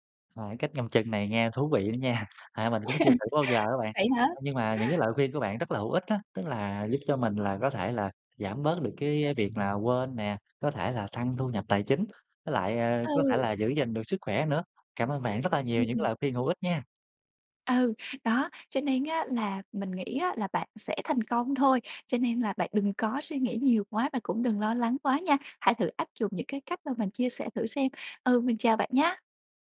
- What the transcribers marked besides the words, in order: other background noise; laughing while speaking: "nha"; laugh; tapping
- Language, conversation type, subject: Vietnamese, advice, Làm sao để giảm tình trạng mơ hồ tinh thần và cải thiện khả năng tập trung?